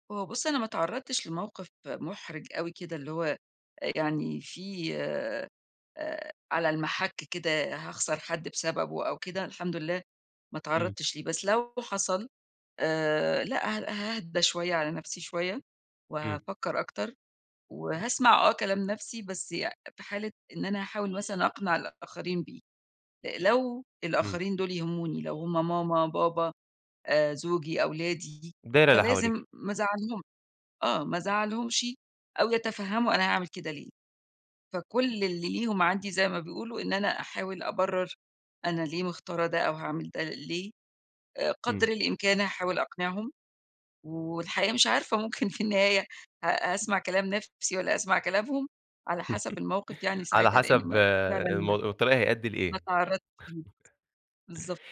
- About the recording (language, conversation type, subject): Arabic, podcast, إيه التجربة اللي خلّتك تسمع لنفسك الأول؟
- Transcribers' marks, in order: tapping; laugh; laugh; unintelligible speech